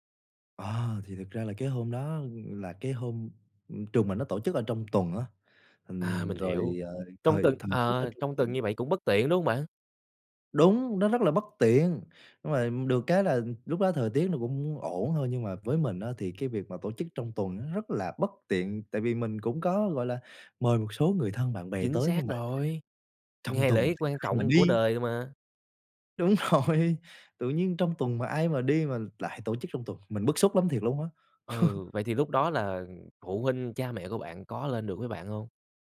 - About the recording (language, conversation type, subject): Vietnamese, podcast, Bạn có thể kể về một ngày tốt nghiệp đáng nhớ của mình không?
- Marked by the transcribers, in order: other background noise; laughing while speaking: "rồi"; laugh